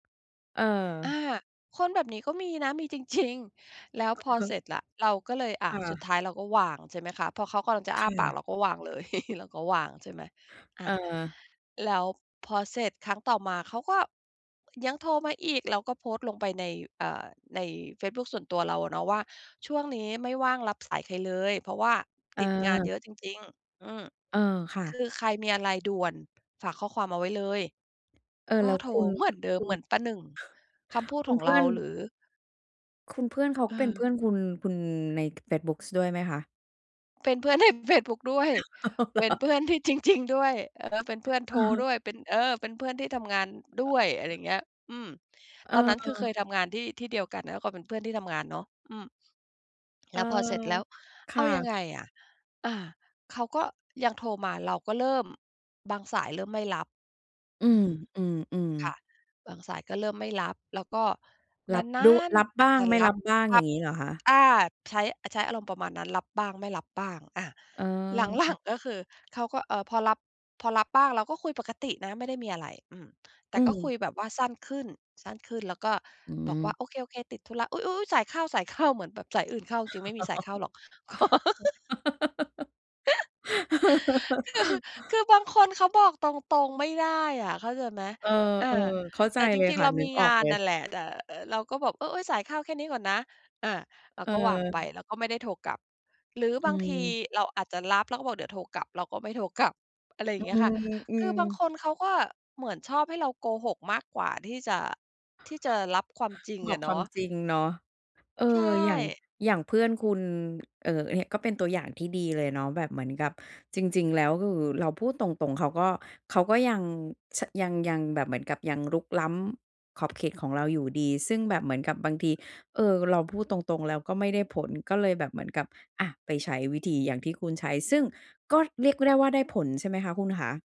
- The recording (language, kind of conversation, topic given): Thai, podcast, จะทำอย่างไรให้คนอื่นเข้าใจขอบเขตของคุณได้ง่ายขึ้น?
- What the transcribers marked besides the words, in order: chuckle; other background noise; tapping; laughing while speaking: "ใน"; laughing while speaking: "อ้าว เหรอ"; laughing while speaking: "จริง ๆ"; other noise; laugh; laughing while speaking: "ก็"; laugh; laughing while speaking: "คือ"